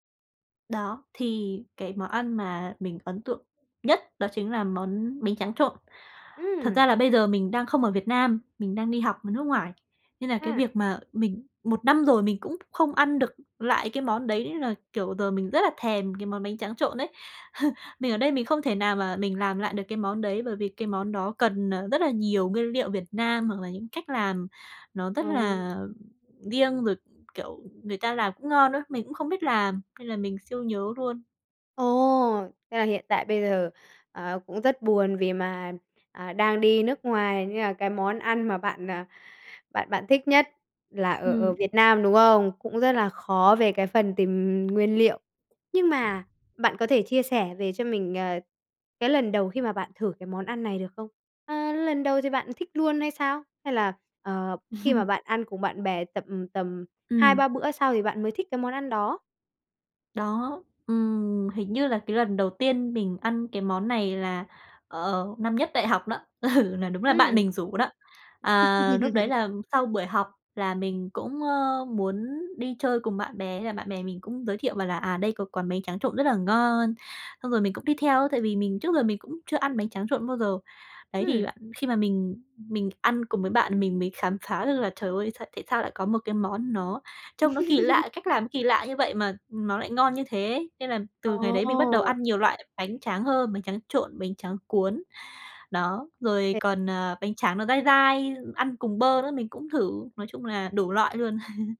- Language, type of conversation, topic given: Vietnamese, podcast, Bạn nhớ nhất món ăn đường phố nào và vì sao?
- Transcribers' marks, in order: tapping; scoff; other background noise; laugh; laughing while speaking: "ừ"; laugh; laugh; unintelligible speech